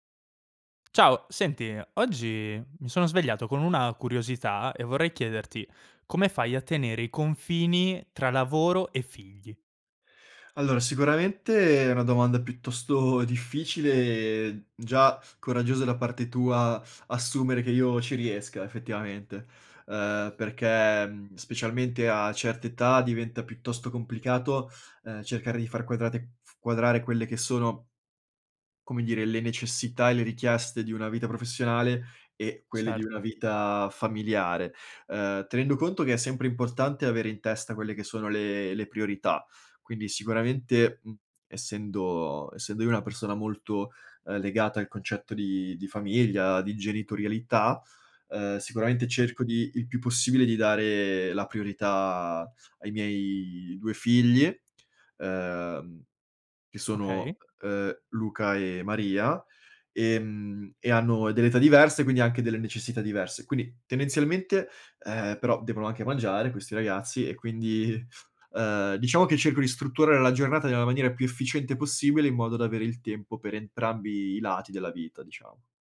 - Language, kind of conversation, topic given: Italian, podcast, Come riesci a mantenere dei confini chiari tra lavoro e figli?
- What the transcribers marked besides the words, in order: other background noise; sigh; laughing while speaking: "quindi"